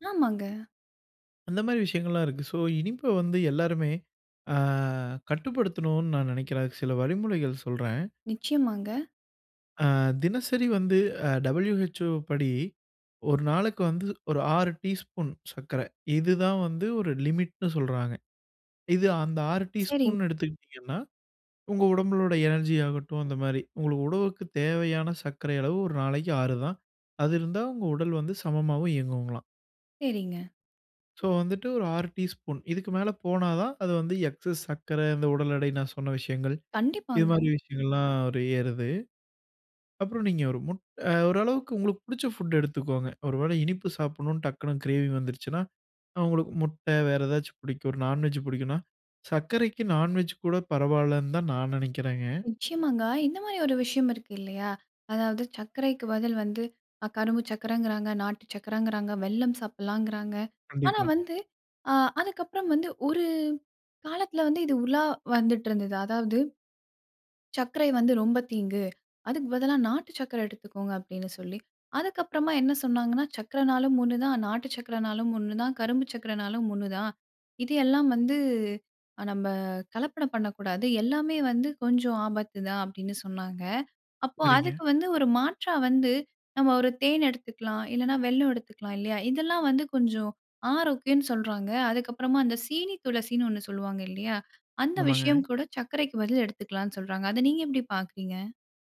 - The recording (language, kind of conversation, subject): Tamil, podcast, இனிப்புகளை எவ்வாறு கட்டுப்பாட்டுடன் சாப்பிடலாம்?
- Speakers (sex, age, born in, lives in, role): female, 25-29, India, India, host; male, 25-29, India, India, guest
- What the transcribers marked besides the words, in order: in English: "சோ"; drawn out: "அ"; in English: "லிமிட்ன்னு"; in English: "எனர்ஜி"; in English: "சோ"; in English: "எக்ஸஸ்"; in English: "புட்ட"; in English: "கிரேவிங்"